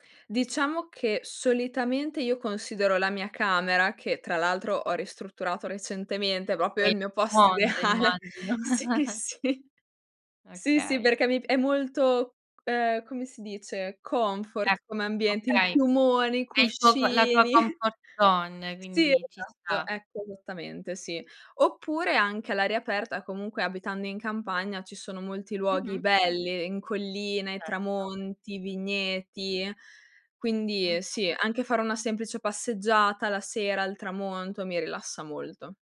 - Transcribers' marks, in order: "proprio" said as "propio"; laughing while speaking: "posto ideale. Sì, sì"; chuckle; laughing while speaking: "cuscini"
- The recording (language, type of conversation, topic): Italian, podcast, Come gestisci lo stress nella vita di tutti i giorni?